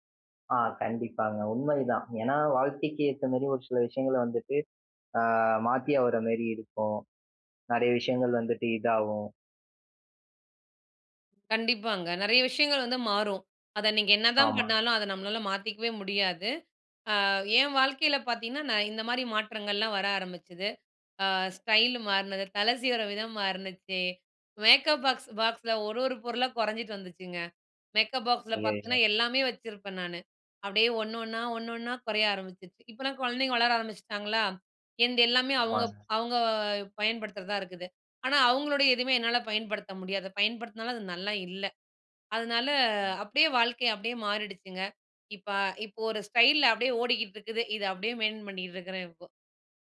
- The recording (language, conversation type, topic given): Tamil, podcast, வயது கூடிக்கொண்டே போகும்போது, உங்கள் நடைமுறையில் என்னென்ன மாற்றங்கள் வந்துள்ளன?
- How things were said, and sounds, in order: drawn out: "ஆ"; in English: "ஸ்டைல்"; unintelligible speech; in English: "மெயின்டென்"